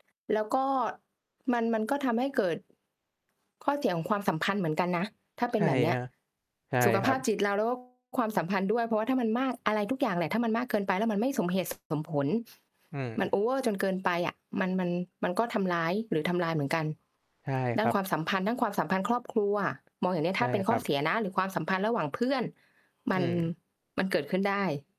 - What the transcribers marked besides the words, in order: mechanical hum; other background noise
- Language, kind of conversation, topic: Thai, unstructured, คุณคิดว่าประชาชนควรมีส่วนร่วมทางการเมืองมากแค่ไหน?